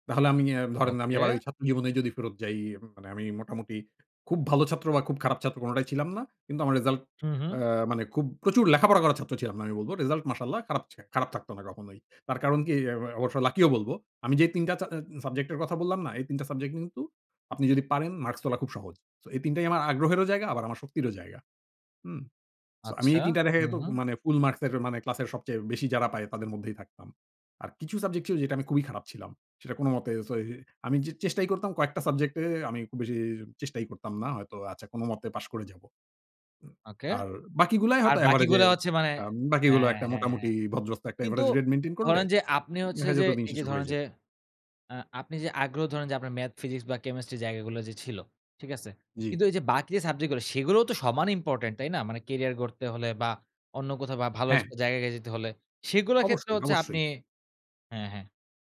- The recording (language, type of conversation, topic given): Bengali, podcast, নিজের শক্তি ও আগ্রহ কীভাবে খুঁজে পাবেন?
- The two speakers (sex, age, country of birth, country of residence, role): male, 20-24, Bangladesh, Bangladesh, host; male, 40-44, Bangladesh, Finland, guest
- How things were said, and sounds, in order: none